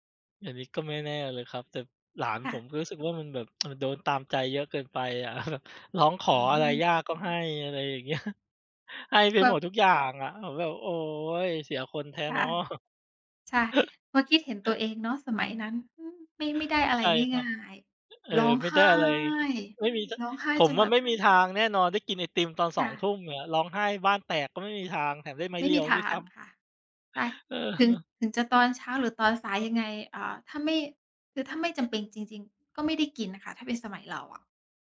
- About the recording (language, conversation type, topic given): Thai, unstructured, กิจกรรมแบบไหนที่ช่วยให้คุณรู้สึกผ่อนคลายที่สุด?
- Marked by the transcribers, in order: tsk; laughing while speaking: "อะ"; other background noise; tapping; background speech; drawn out: "ร้องไห้"